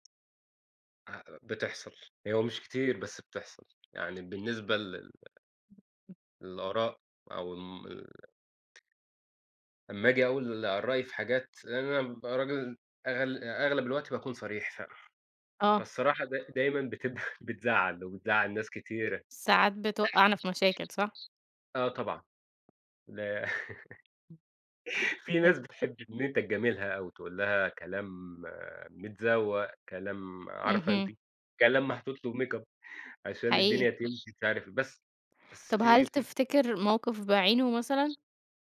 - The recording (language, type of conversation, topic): Arabic, unstructured, هل بتحس إن التعبير عن نفسك ممكن يعرضك للخطر؟
- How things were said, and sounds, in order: unintelligible speech; other background noise; laughing while speaking: "بتبفى"; background speech; laugh; other noise; unintelligible speech; in English: "makeup"